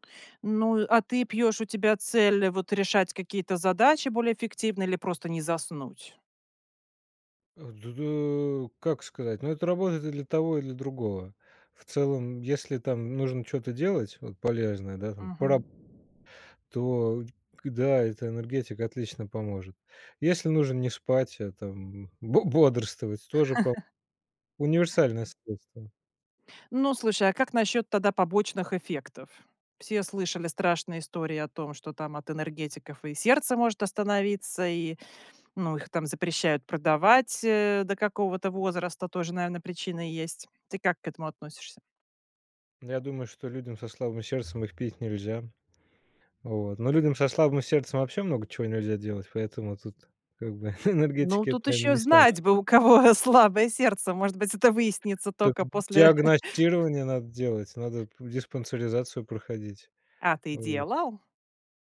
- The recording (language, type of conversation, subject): Russian, podcast, Какие напитки помогают или мешают тебе спать?
- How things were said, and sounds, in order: other background noise; tapping; alarm; laughing while speaking: "бо бодрствовать"; chuckle; chuckle; laughing while speaking: "кого"; chuckle